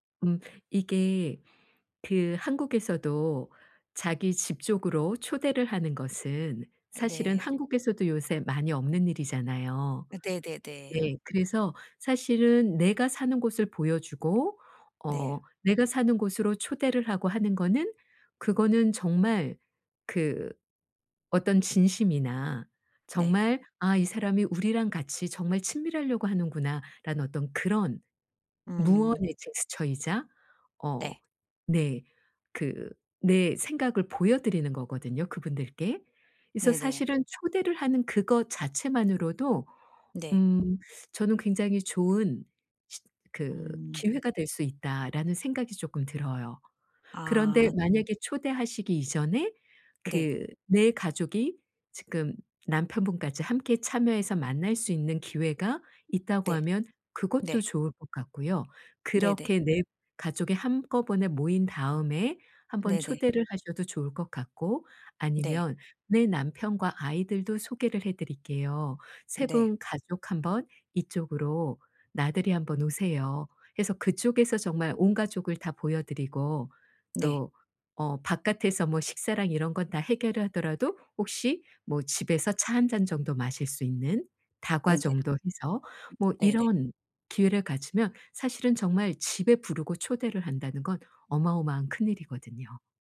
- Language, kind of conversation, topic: Korean, advice, 친구 모임에서 대화에 어떻게 자연스럽게 참여할 수 있을까요?
- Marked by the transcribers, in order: tapping; other background noise